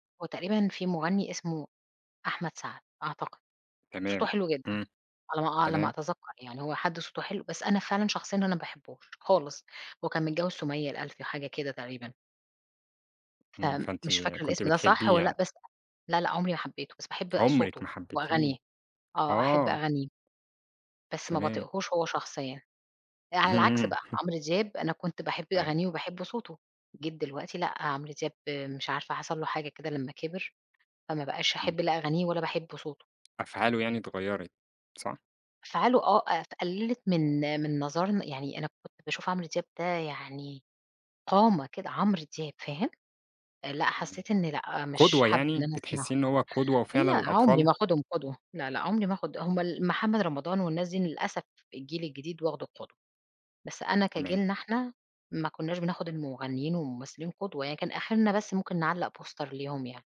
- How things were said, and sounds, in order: tapping; laughing while speaking: "اهم"; chuckle; in English: "بوستر"
- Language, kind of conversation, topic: Arabic, podcast, إيه هي الأغنية اللي بتواسيك لما تزعل؟